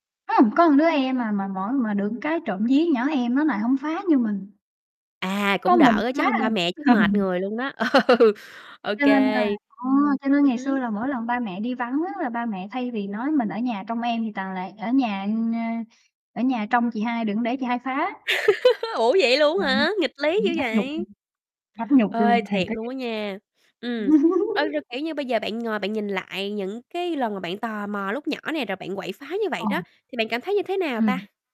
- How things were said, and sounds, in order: laughing while speaking: "Ừ"; laughing while speaking: "Ừ"; unintelligible speech; laugh; tapping; distorted speech; laugh
- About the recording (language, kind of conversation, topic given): Vietnamese, podcast, Bạn có còn nhớ lần tò mò lớn nhất hồi bé của mình không?